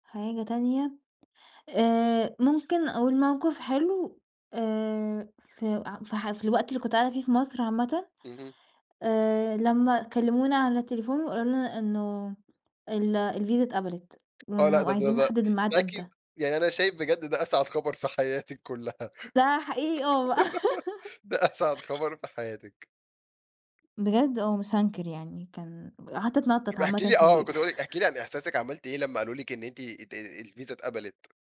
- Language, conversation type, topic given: Arabic, podcast, إيه أسعد يوم في حياتك وليه؟
- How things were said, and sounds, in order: laugh; tapping; chuckle